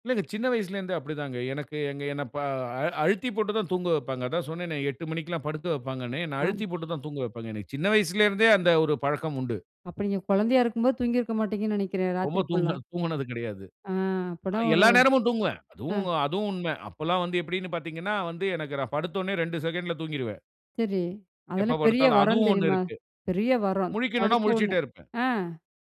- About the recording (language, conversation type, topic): Tamil, podcast, இரவு அல்லது காலை—எந்த நேரத்தில் உங்களுக்கு ‘ஃப்லோ’ (வேலையில முழு கவனம்) நிலை இயல்பாக வரும்?
- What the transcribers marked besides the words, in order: horn